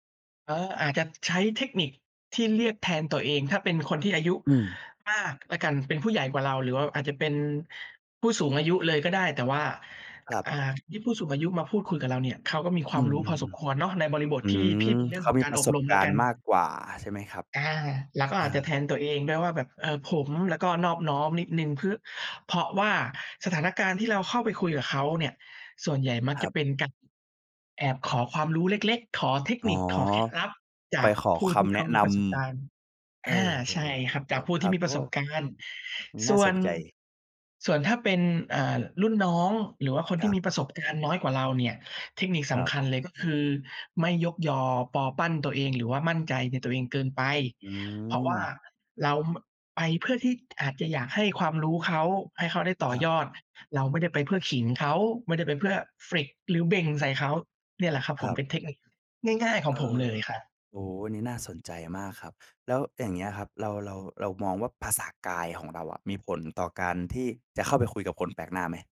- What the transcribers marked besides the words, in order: "ที่" said as "พี่"; in English: "flex"
- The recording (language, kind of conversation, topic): Thai, podcast, คุณมีเทคนิคในการเริ่มคุยกับคนแปลกหน้ายังไงบ้าง?